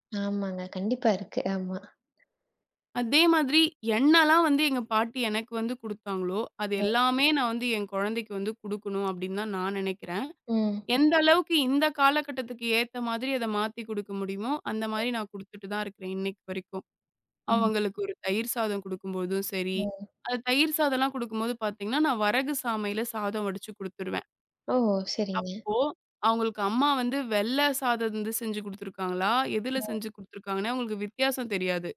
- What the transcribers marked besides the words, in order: other background noise
- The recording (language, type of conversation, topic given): Tamil, podcast, பாரம்பரிய சமையல் குறிப்புகளை வீட்டில் எப்படி மாற்றி அமைக்கிறீர்கள்?